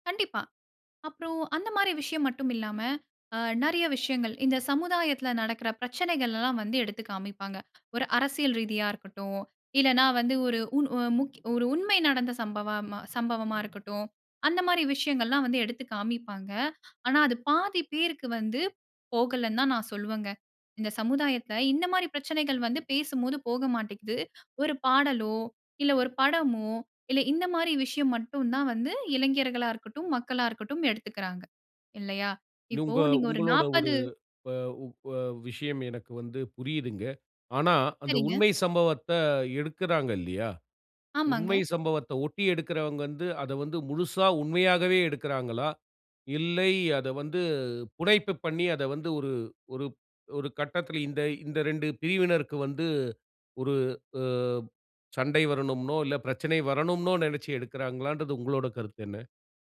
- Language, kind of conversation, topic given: Tamil, podcast, ஊடகங்களில் சாதி மற்றும் சமூக அடையாளங்கள் எப்படிச் சித்தரிக்கப்படுகின்றன?
- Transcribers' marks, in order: "உங்க" said as "நுாங்க"